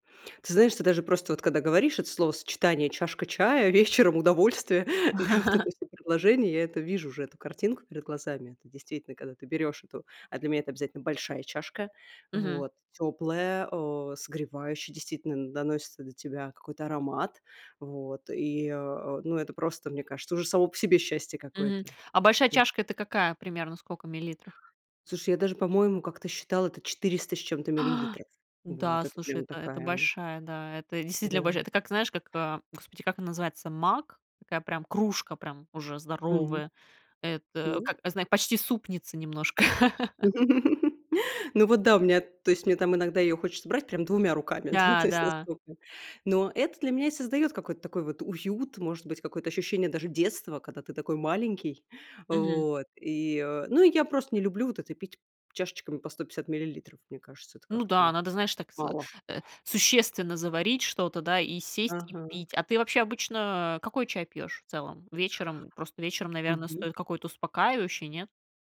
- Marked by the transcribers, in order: laughing while speaking: "вечером удовольствие, да"; other background noise; laugh; laughing while speaking: "ну, то есть"
- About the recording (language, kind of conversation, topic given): Russian, podcast, Что вам больше всего нравится в вечерней чашке чая?